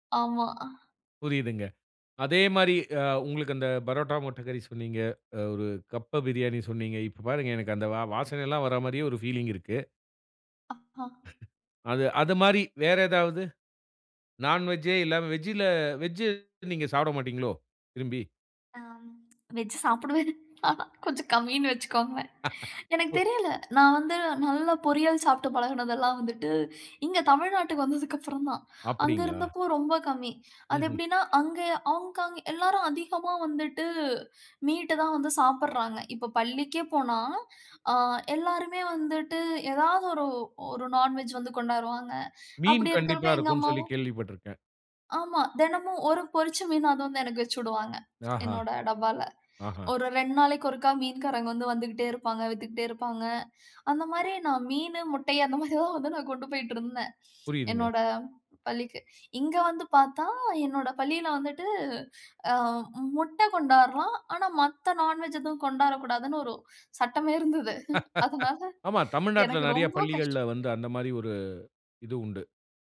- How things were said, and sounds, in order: chuckle; other noise; laughing while speaking: "சாப்டுவேன்"; chuckle; laughing while speaking: "வந்ததுக்கப்புறந்தான்"; in English: "ஹாங்காங்"; in English: "மீட்டு"; laughing while speaking: "அந்த மாரி தான் வந்து நா கொண்டு போயிட்டுருந்தேன்"; laugh; laughing while speaking: "இருந்தது. அதுனால, எனக்கு ரொம்போ கஷ்டம்"
- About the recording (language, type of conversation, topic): Tamil, podcast, சிறுவயதில் சாப்பிட்ட உணவுகள் உங்கள் நினைவுகளை எப்படிப் புதுப்பிக்கின்றன?